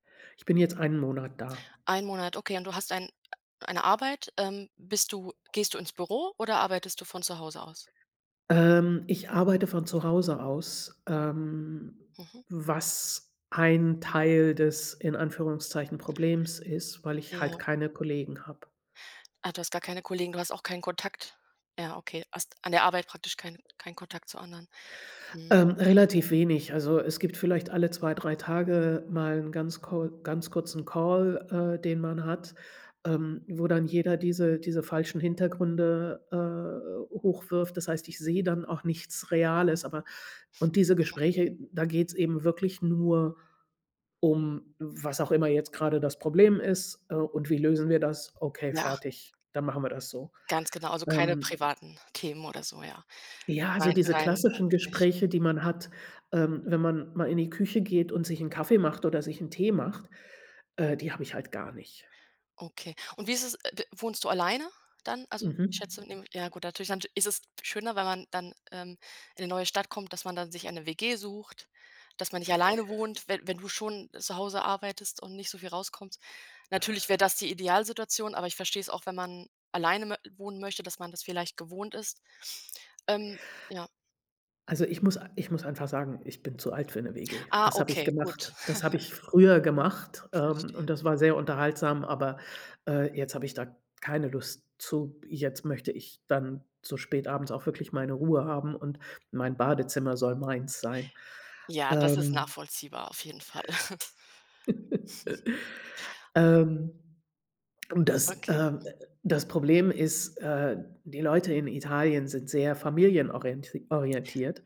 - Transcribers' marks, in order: chuckle; chuckle
- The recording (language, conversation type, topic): German, advice, Wie erlebst du den Umzug in eine neue Stadt, in der du niemanden kennst?